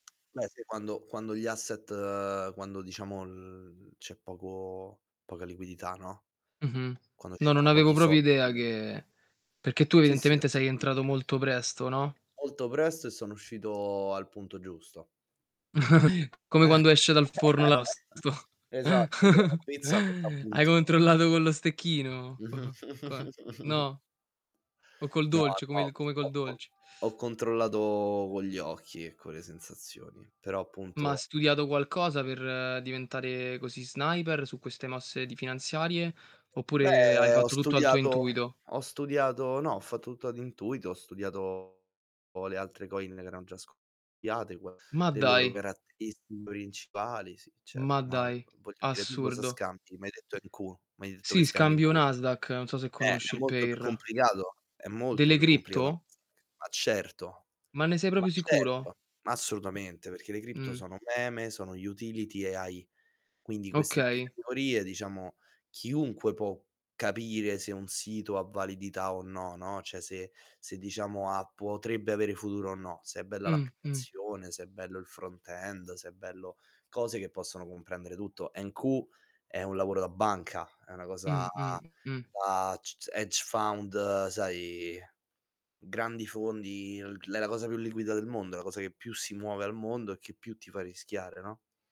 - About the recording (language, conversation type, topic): Italian, unstructured, Quali sogni ti fanno sentire più entusiasta?
- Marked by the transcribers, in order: tapping; static; drawn out: "l"; distorted speech; "proprio" said as "propio"; unintelligible speech; drawn out: "uscito"; chuckle; laughing while speaking: "forno l'arrosto"; chuckle; chuckle; other background noise; siren; drawn out: "controllato"; background speech; drawn out: "Beh"; in English: "sniper"; in English: "coin"; in English: "NQ"; in English: "NQ"; in English: "pair"; unintelligible speech; in English: "crypto"; "proprio" said as "propio"; in English: "utility"; in English: "AI"; in English: "front end"; in English: "NQ"; drawn out: "cosa"; in English: "hedge fund"